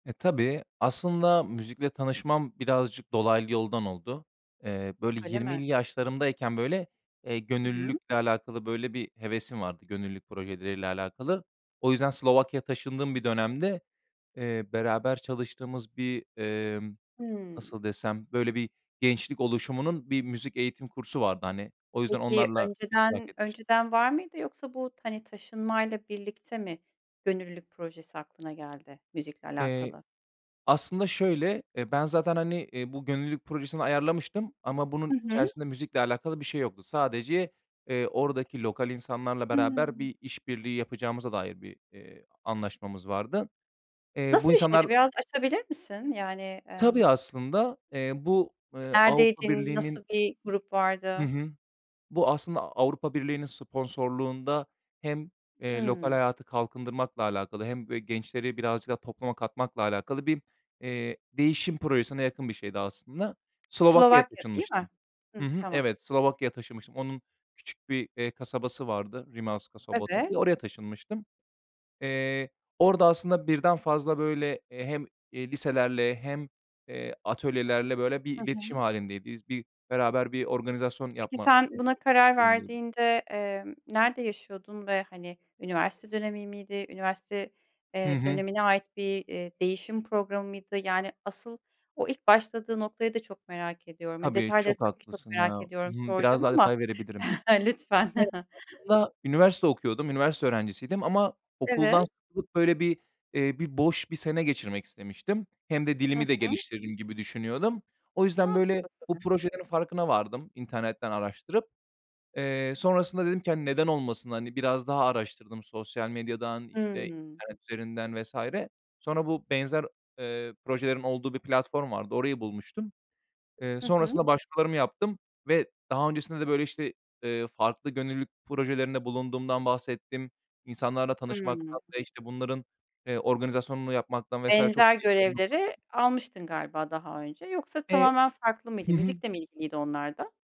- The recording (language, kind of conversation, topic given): Turkish, podcast, İlk kez müzikle bağ kurduğun anı anlatır mısın?
- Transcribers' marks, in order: other background noise; tapping; unintelligible speech; chuckle; laughing while speaking: "lütfen"; chuckle; unintelligible speech